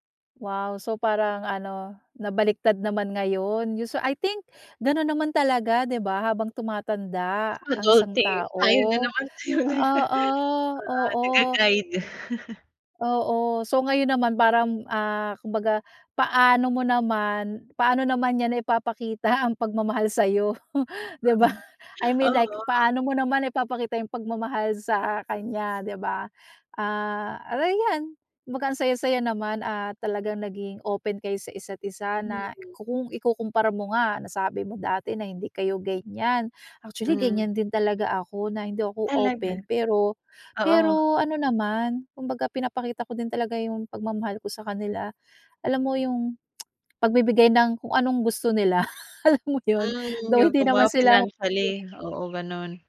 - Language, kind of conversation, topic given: Filipino, podcast, Paano ipinapakita ng mga magulang mo ang pagmamahal nila sa’yo?
- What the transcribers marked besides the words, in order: laughing while speaking: "Adulting. Tayo na naman"; chuckle; chuckle; laughing while speaking: "sayo, 'di ba?"; other background noise; tongue click; laughing while speaking: "alam mo yun"; bird